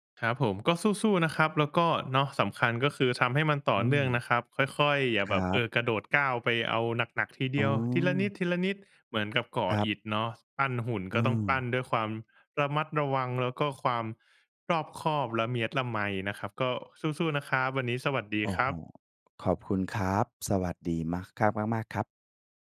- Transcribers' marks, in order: tapping; drawn out: "อ๋อ"; stressed: "ละเมียด"
- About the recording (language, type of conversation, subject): Thai, advice, กลัวบาดเจ็บเวลาลองยกน้ำหนักให้หนักขึ้นหรือเพิ่มความเข้มข้นในการฝึก ควรทำอย่างไร?